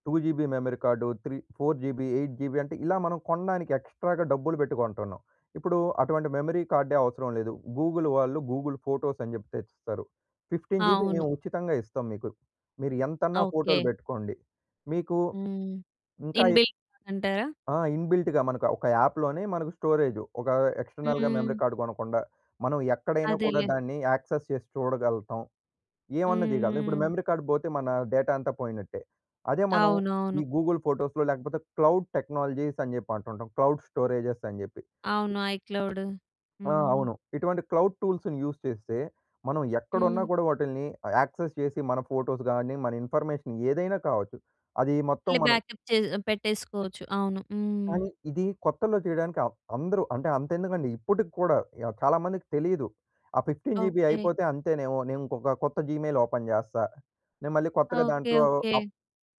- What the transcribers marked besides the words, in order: in English: "టూ జీబీ మెమరీ"; in English: "త్రీ త్రీ ఫోర్ జీబీ ఎయిట్ జీబీ"; in English: "ఎక్స్‌ట్రాగా"; in English: "మెమరీ"; in English: "గూగుల్"; in English: "గూగుల్ ఫోటోస్"; in English: "ఫిఫ్టీన్ జీబీ"; in English: "ఇన్ బిల్ట్"; in English: "ఇన్‌బి‌ల్ట్‌గా"; in English: "యాప్‌లోనే"; in English: "ఎక్స్టర్నల్‌గా మెమరీ కార్డ్"; in English: "యాక్సెస్"; in English: "మెమరీ కార్డ్"; in English: "డేటా"; in English: "గూగుల్ ఫోటోస్‌లో"; in English: "క్లౌడ్ టెక్నాలజీస్"; in English: "క్లౌడ్ స్టోరేజెస్"; other background noise; in English: "క్లౌడ్ టూల్స్‌ని యూజ్"; in English: "యాక్సెస్"; in English: "ఫోటోస్"; in English: "ఇన్ఫర్మేషన్"; in English: "బ్యాక్‌అప్"; in English: "ఫిఫ్టీన్ జీబీ"; in English: "జీమెయిల్ ఓపెన్"
- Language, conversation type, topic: Telugu, podcast, మీరు మొదట టెక్నాలజీని ఎందుకు వ్యతిరేకించారు, తర్వాత దాన్ని ఎలా స్వీకరించి ఉపయోగించడం ప్రారంభించారు?